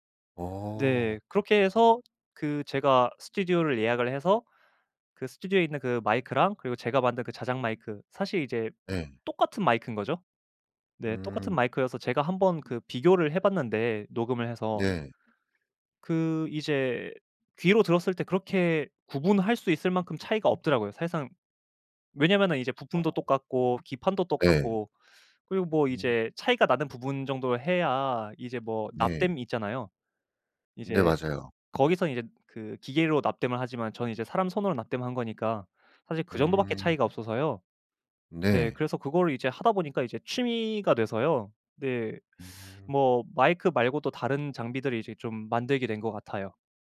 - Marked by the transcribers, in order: other background noise
- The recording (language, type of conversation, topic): Korean, podcast, 취미를 오래 유지하는 비결이 있다면 뭐예요?